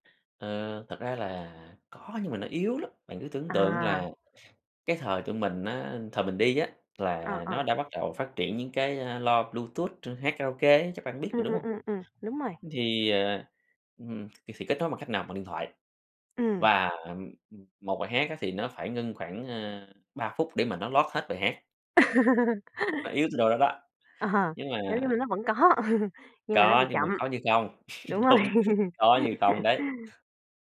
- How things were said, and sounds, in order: tapping; in English: "load"; laugh; laugh; laugh
- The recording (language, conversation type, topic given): Vietnamese, podcast, Chuyến du lịch nào khiến bạn nhớ mãi không quên?